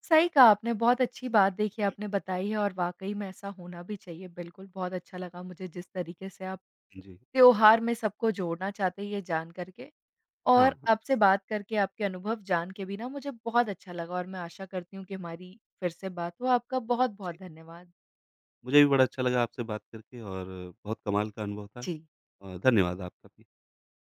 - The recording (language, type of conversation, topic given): Hindi, podcast, कौन-सा त्योहार आपको सबसे ज़्यादा भावनात्मक रूप से जुड़ा हुआ लगता है?
- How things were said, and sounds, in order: none